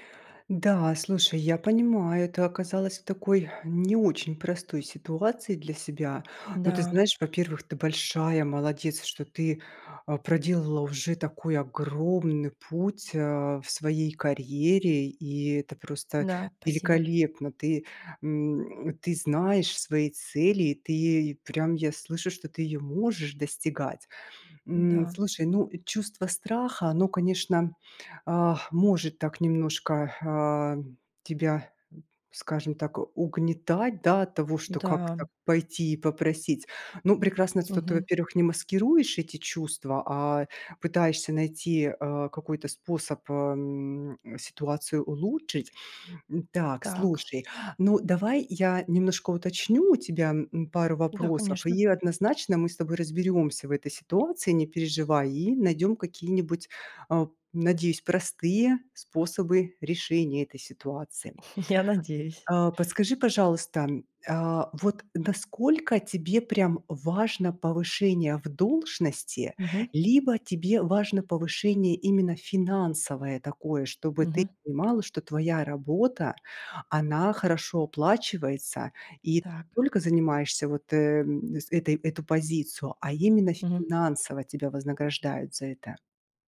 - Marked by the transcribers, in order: chuckle; laughing while speaking: "Я надеюсь"
- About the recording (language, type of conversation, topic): Russian, advice, Как попросить у начальника повышения?